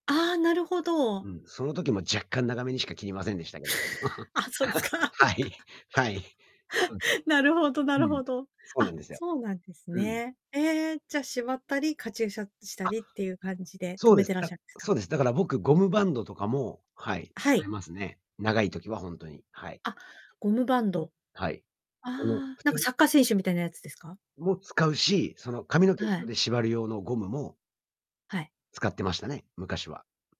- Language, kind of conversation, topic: Japanese, podcast, あなたにとっての定番アイテムは何ですか？
- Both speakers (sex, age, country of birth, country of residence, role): female, 45-49, Japan, Japan, host; male, 45-49, Japan, United States, guest
- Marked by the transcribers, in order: laugh; laughing while speaking: "はい。はい"; laugh; distorted speech